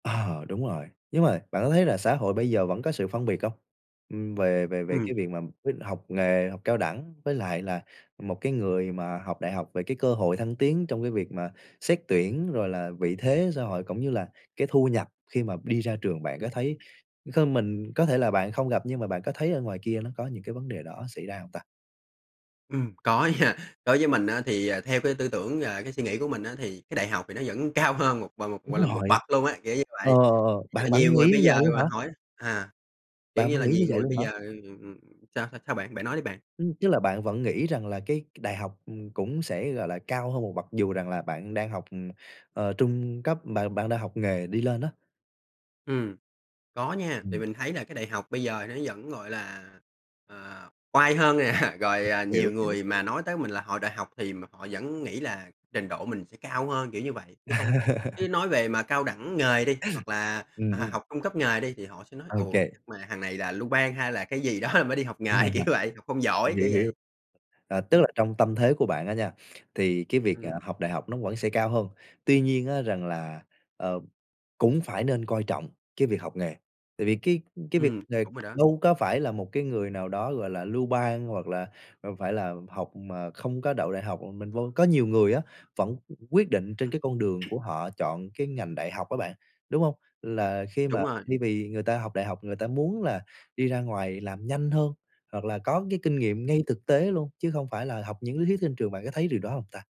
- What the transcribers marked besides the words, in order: tapping; other background noise; laughing while speaking: "nha"; laughing while speaking: "nè"; laugh; sniff; laughing while speaking: "đó rồi mới đi học nghề kiểu vậy"; laugh; other noise
- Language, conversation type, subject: Vietnamese, podcast, Học nghề có nên được coi trọng như học đại học không?